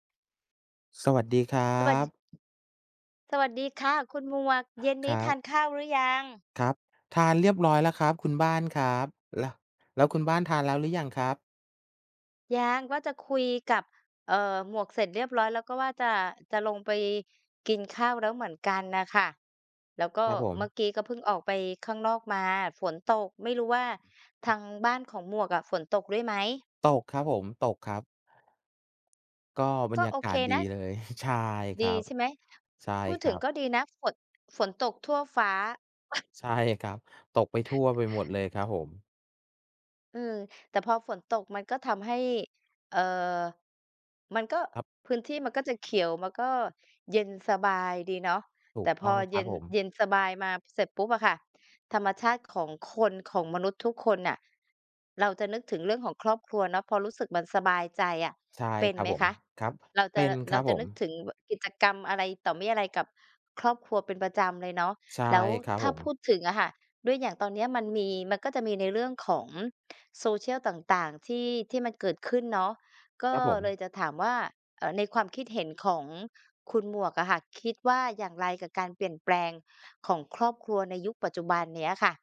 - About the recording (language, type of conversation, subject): Thai, unstructured, คุณคิดอย่างไรกับการเปลี่ยนแปลงของครอบครัวในยุคปัจจุบัน?
- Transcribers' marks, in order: other background noise; chuckle; laugh